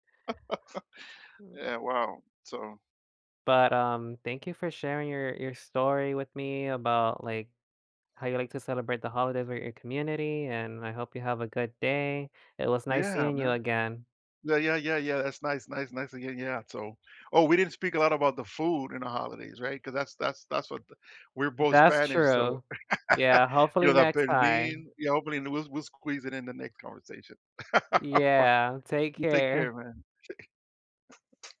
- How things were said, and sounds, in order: chuckle; other noise; other background noise; laugh; in Spanish: "yo te perdí"; laugh; chuckle
- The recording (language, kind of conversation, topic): English, unstructured, How do you like to celebrate holidays with your community?